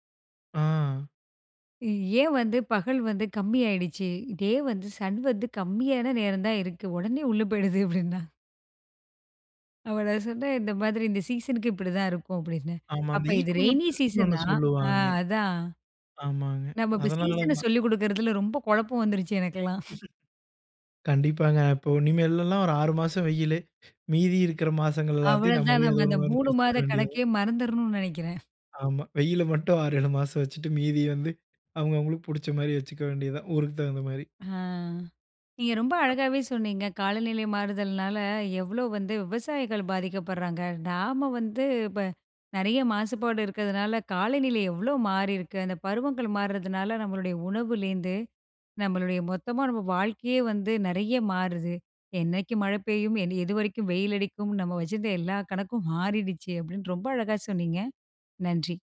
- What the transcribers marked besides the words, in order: in English: "டே"; in English: "சன்"; laughing while speaking: "உடனே உள்ள போயிடுது! அப்டினான்"; laughing while speaking: "அப்ப நான் சொன்னேன், இந்த மாரி … குழப்பம் வந்துருச்சு, எனக்கெல்லாம்"; in English: "சீசனுக்கு"; in English: "இ கோலாய் டெஸ்ட்ன்னு"; in English: "ரெயினி சீசனா!"; in English: "சீசன"; other background noise; laughing while speaking: "ஒரு ஆறு மாசம் வெயிலு, மீதி … மாரி பேசிக்கொள்ள வேண்டியதுதான்"; laughing while speaking: "ஆமா. வெயிலு மட்டும் ஆறு, ஏழு … ஊருக்குத் தகுந்த மாரி"; unintelligible speech; background speech
- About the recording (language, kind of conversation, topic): Tamil, podcast, காலநிலை மாற்றத்தால் பருவங்கள் எவ்வாறு மாறிக்கொண்டிருக்கின்றன?